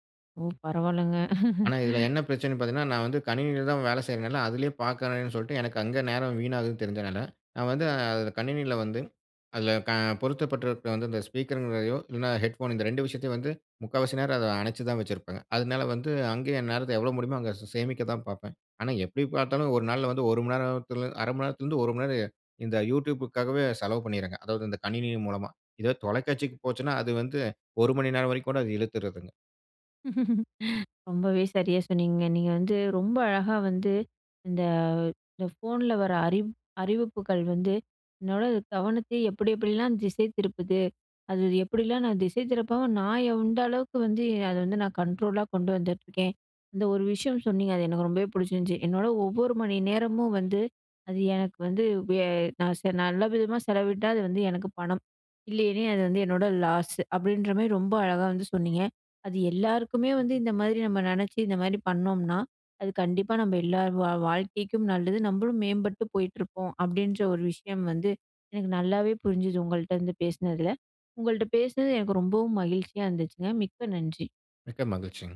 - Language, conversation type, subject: Tamil, podcast, கைபேசி அறிவிப்புகள் நமது கவனத்தைச் சிதறவைக்கிறதா?
- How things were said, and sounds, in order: laugh; in English: "யூட்யூப்க்காகவே"; laugh; in English: "லாஸ்"